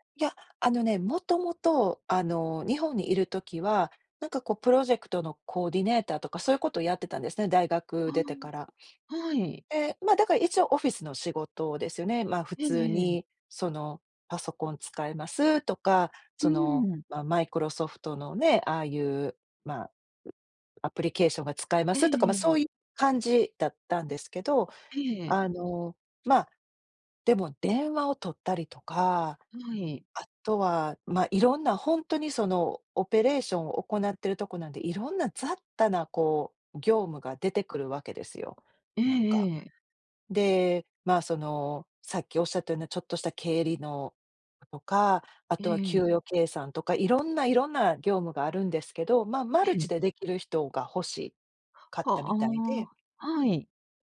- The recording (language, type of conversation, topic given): Japanese, podcast, 支えになった人やコミュニティはありますか？
- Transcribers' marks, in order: other background noise